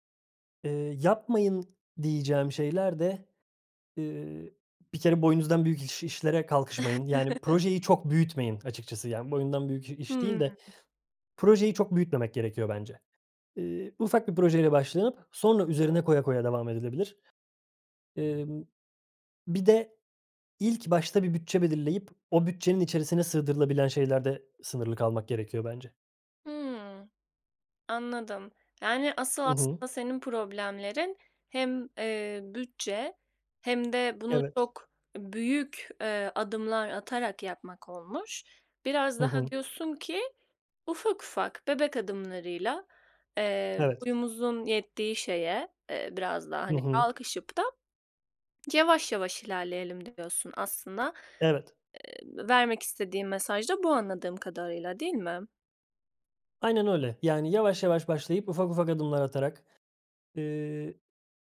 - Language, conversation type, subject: Turkish, podcast, En sevdiğin yaratıcı projen neydi ve hikâyesini anlatır mısın?
- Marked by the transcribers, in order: chuckle; other background noise; swallow